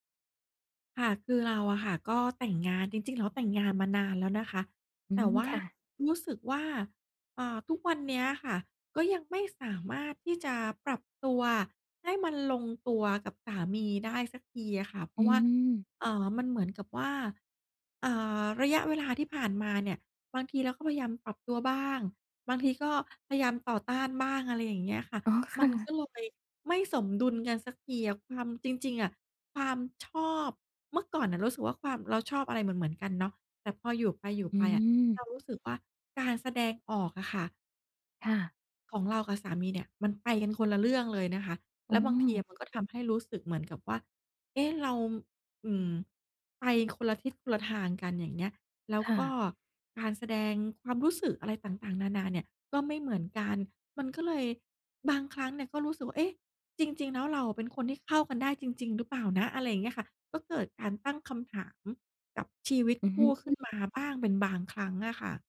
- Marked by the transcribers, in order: tapping
- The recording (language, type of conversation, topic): Thai, advice, ฉันควรรักษาสมดุลระหว่างความเป็นตัวเองกับคนรักอย่างไรเพื่อให้ความสัมพันธ์มั่นคง?